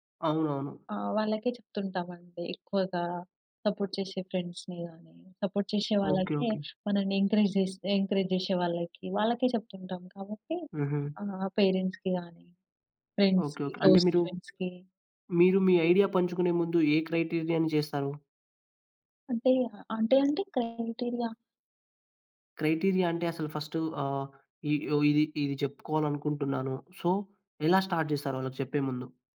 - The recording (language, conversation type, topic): Telugu, podcast, మీరు మీ సృజనాత్మక గుర్తింపును ఎక్కువగా ఎవరితో పంచుకుంటారు?
- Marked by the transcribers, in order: tapping; in English: "సపోర్ట్"; in English: "ఫ్రెండ్స్‌ని"; in English: "సపోర్ట్"; in English: "ఎంకరేజ్"; in English: "ఎంకరేజ్"; in English: "పేరెంట్స్‌కి"; in English: "ఫ్రెండ్స్‌కి, క్లోజ్ ఫ్రెండ్స్‌కి"; in English: "క్రైటీరియా‌ని"; other background noise; in English: "క్రైటీరియా"; in English: "క్రైటీరియా"; in English: "సో"; in English: "స్టార్ట్"